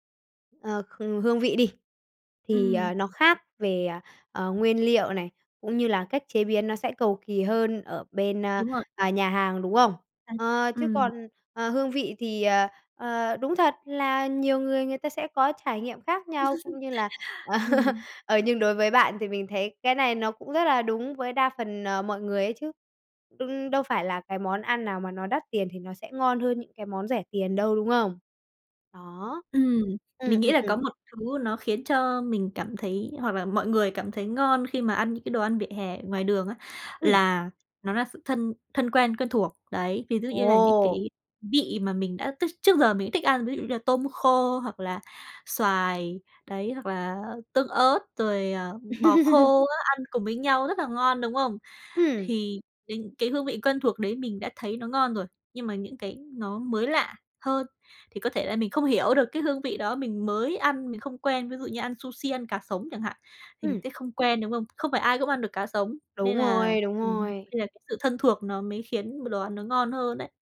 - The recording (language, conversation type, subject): Vietnamese, podcast, Bạn nhớ nhất món ăn đường phố nào và vì sao?
- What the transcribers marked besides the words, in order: other background noise; laugh; tapping; laugh